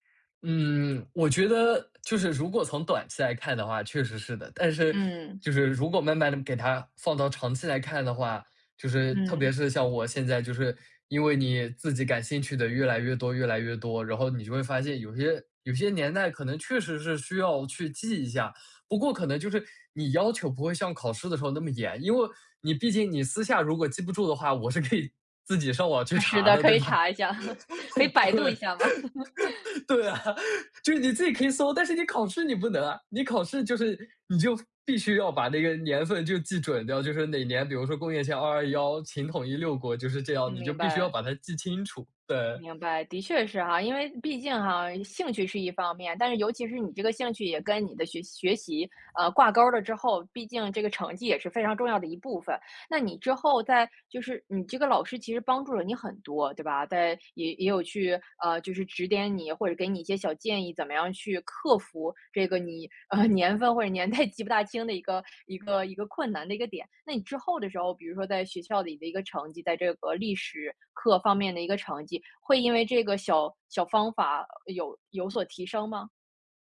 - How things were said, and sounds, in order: laughing while speaking: "可以自己上网去查的，对吧？对。对啊"; laughing while speaking: "可以查一下，可以百度一下吗？"; laugh; laugh; laughing while speaking: "代"
- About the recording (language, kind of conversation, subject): Chinese, podcast, 你是如何克服学习瓶颈的？